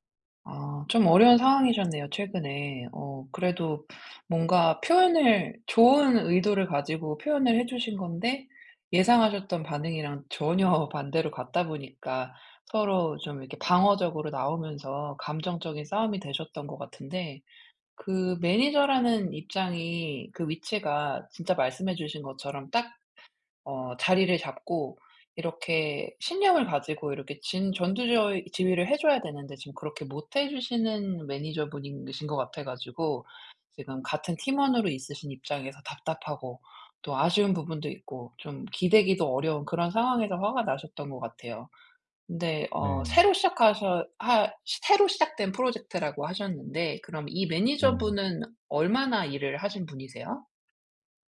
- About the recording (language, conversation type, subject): Korean, advice, 왜 저는 작은 일에도 감정적으로 크게 반응하는 걸까요?
- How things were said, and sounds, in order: other background noise; laughing while speaking: "전혀"